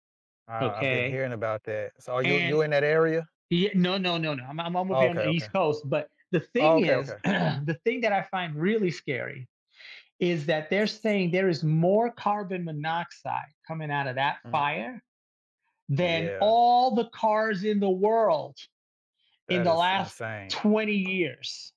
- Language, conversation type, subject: English, unstructured, How do you think exploring a rainforest could change your perspective on conservation?
- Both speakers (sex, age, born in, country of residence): male, 40-44, United States, United States; male, 55-59, United States, United States
- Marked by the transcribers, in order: throat clearing; drawn out: "all"; tapping